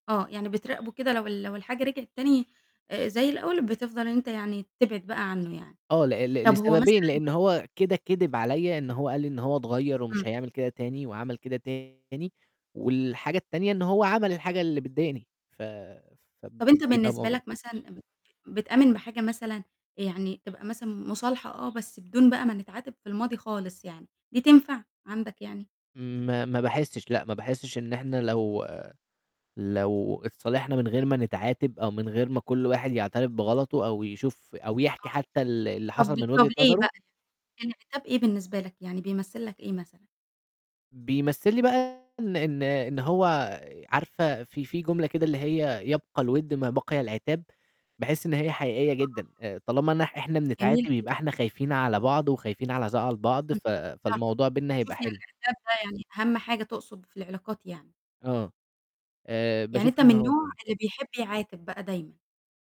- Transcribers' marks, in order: other background noise; distorted speech; tapping; other noise
- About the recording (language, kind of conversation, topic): Arabic, podcast, إيه اللي ممكن يخلّي المصالحة تكمّل وتبقى دايمة مش تهدئة مؤقتة؟